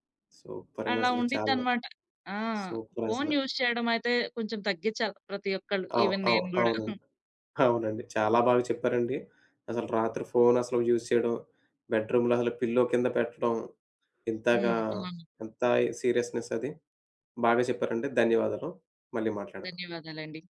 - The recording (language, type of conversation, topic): Telugu, podcast, రాత్రి ఫోన్‌ను పడకగదిలో ఉంచుకోవడం గురించి మీ అభిప్రాయం ఏమిటి?
- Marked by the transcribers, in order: in English: "సూపర్"; in English: "యూజ్"; in English: "ఈవెన్"; chuckle; in English: "యూజ్"; in English: "బెడ్రూమ్‌లో"; in English: "పిల్లో"; in English: "సీరియస్నెస్"